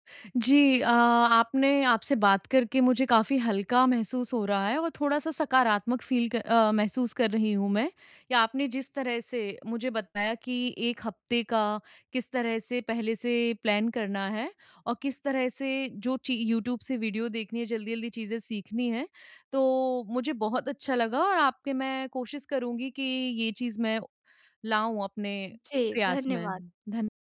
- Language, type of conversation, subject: Hindi, advice, कम समय में स्वस्थ भोजन कैसे तैयार करें?
- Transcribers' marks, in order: in English: "फ़ील"